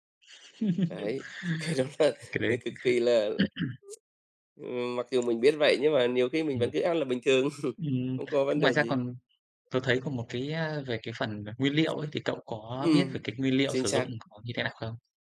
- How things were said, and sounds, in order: chuckle; tapping; laughing while speaking: "cái đó là"; throat clearing; chuckle
- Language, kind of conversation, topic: Vietnamese, unstructured, Tại sao nhiều người vẫn thích ăn đồ chiên ngập dầu dù biết không tốt?